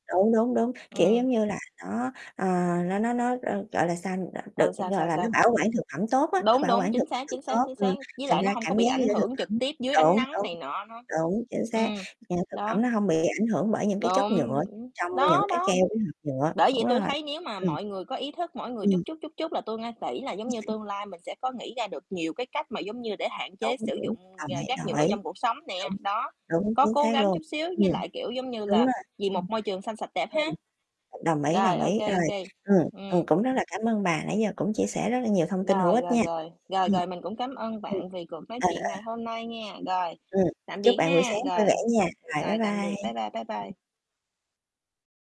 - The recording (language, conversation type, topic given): Vietnamese, unstructured, Bạn nghĩ sao về việc giảm sử dụng nhựa trong cuộc sống hằng ngày?
- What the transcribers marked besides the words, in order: static; distorted speech; tapping; other background noise